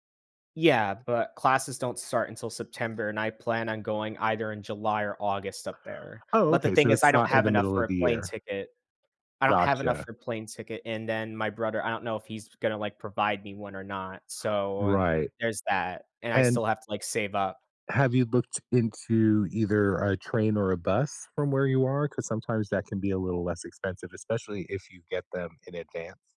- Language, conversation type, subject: English, advice, How can I make friends and feel more settled when moving to a new city alone?
- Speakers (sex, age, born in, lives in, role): male, 20-24, United States, United States, user; male, 50-54, United States, United States, advisor
- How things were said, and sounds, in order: none